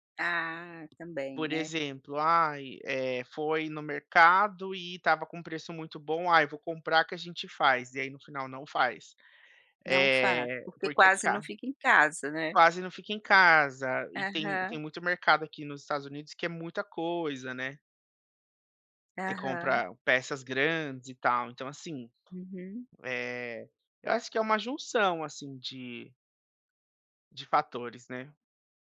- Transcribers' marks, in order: tapping; other background noise
- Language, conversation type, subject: Portuguese, podcast, Como você escolhe o que vai cozinhar durante a semana?